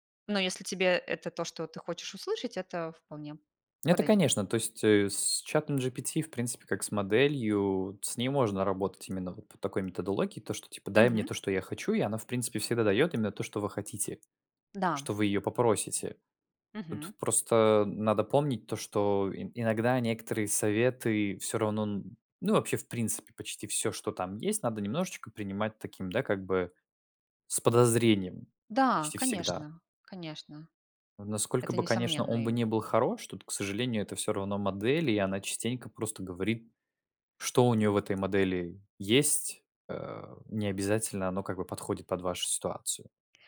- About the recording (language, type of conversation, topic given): Russian, unstructured, Почему многие люди боятся обращаться к психологам?
- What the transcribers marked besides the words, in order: other background noise; tapping